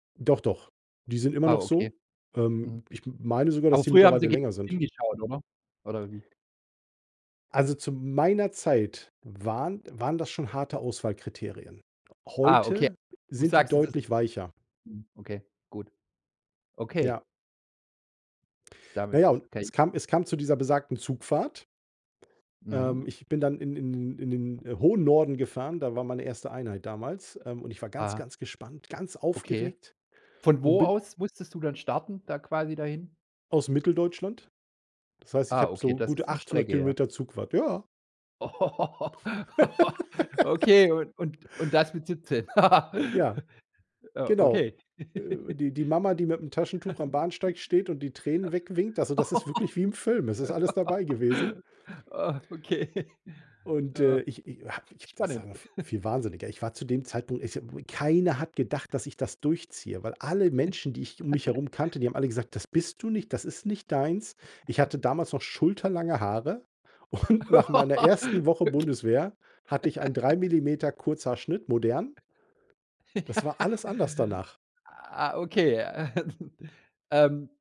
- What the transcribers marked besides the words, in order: other background noise; laugh; laugh; chuckle; laugh; laughing while speaking: "Ah, okay"; chuckle; unintelligible speech; chuckle; chuckle; laugh; laughing while speaking: "und"; laugh; other noise; laugh; chuckle
- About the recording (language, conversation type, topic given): German, podcast, Welche Entscheidung hat dein Leben stark verändert?